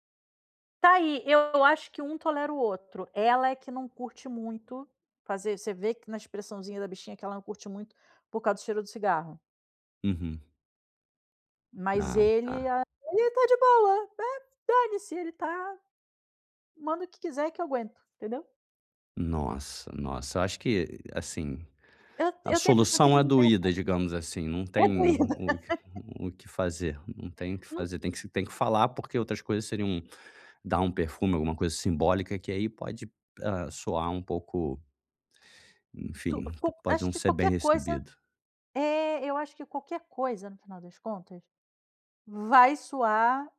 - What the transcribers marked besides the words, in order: laugh
- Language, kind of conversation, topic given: Portuguese, advice, Como posso dar um feedback honesto sem parecer agressivo?